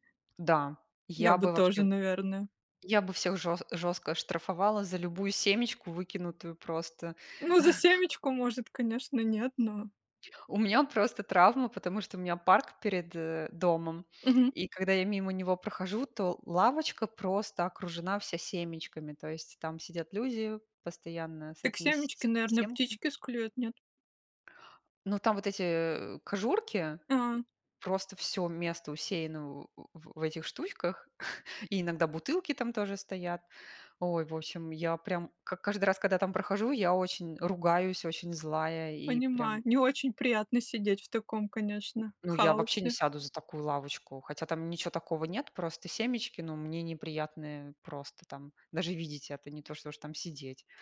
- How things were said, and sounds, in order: chuckle; tapping; chuckle
- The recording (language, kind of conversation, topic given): Russian, unstructured, Почему люди не убирают за собой в общественных местах?